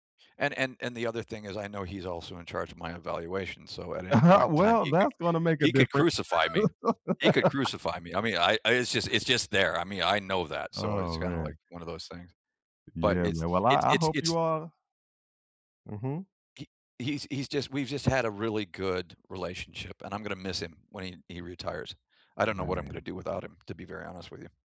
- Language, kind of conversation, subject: English, unstructured, What is your take on workplace bullying?
- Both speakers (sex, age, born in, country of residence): male, 50-54, United States, United States; male, 50-54, United States, United States
- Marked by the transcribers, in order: chuckle; laugh